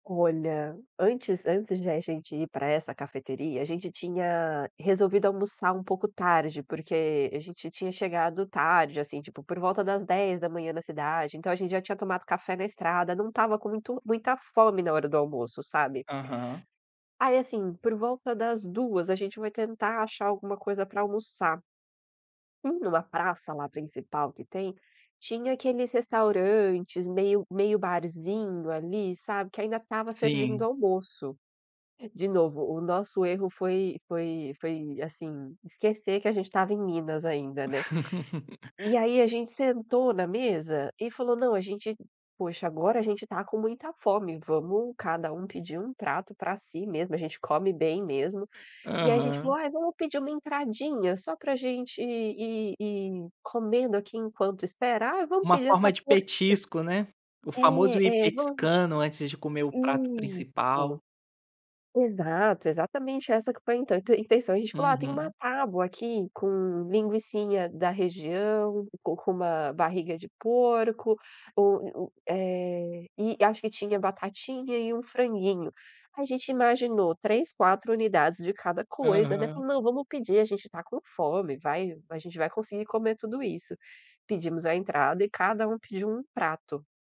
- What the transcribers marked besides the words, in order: laugh; other background noise
- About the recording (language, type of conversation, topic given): Portuguese, podcast, Qual foi a melhor comida que você já provou e por quê?